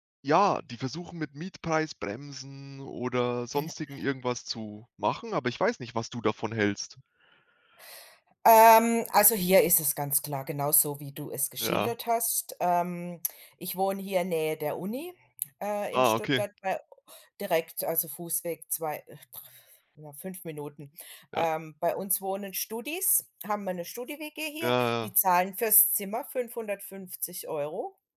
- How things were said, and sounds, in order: tapping; other background noise
- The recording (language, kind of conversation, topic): German, unstructured, Was hältst du von den steigenden Mieten in Großstädten?
- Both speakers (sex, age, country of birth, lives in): female, 55-59, Germany, Germany; male, 20-24, Germany, Germany